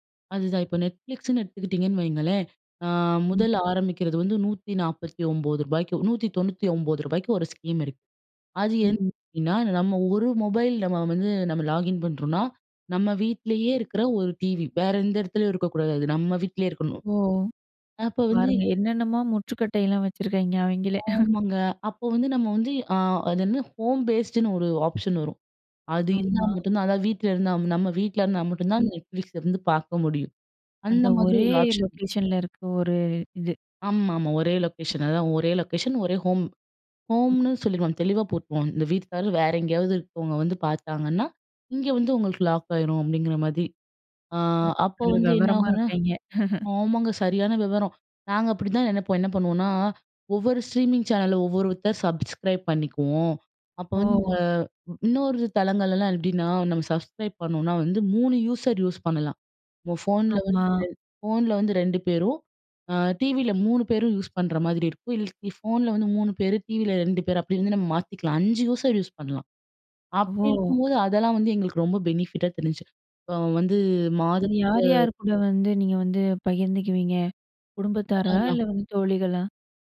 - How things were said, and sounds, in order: in English: "ஸ்கீம்"; in English: "லாகின்"; chuckle; in English: "ஹோம் பேஸ்டுனு"; in English: "ஆப்ஷன்"; in English: "லொக்கேஷன்ல"; in English: "ஆப்ஷன்"; in English: "லொக்கேஷன்"; other background noise; in English: "லொக்கேஷன்"; in English: "ஹோம். ஹோம்னு"; in English: "லாக்"; laugh; in English: "ஸ்ட்ரீமிங் சேனல"; in English: "சப்ஸ்கிரைப்"; in English: "சப்ஸ்க்ரைப்"; in English: "யூசர் யூஸ்"; in English: "யூசர் யூஸ்"; in English: "பெனிஃபிட்டா"
- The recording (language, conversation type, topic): Tamil, podcast, ஸ்ட்ரீமிங் சேவைகள் தொலைக்காட்சியை எப்படி மாற்றியுள்ளன?